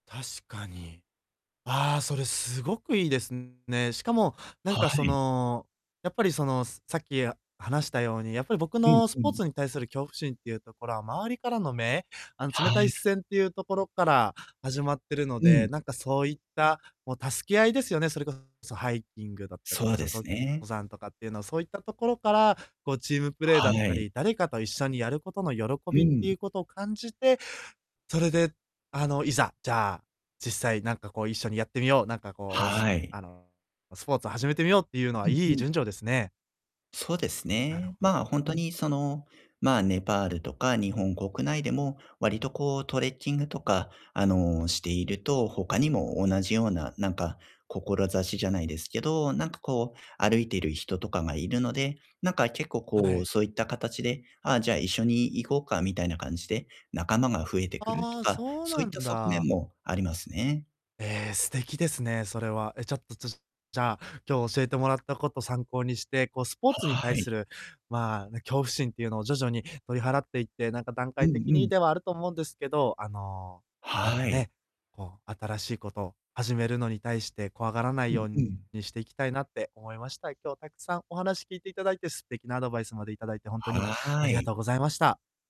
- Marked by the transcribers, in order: distorted speech
- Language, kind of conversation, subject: Japanese, advice, 失敗が怖くて新しい趣味や活動に挑戦できないとき、どうすれば始められますか？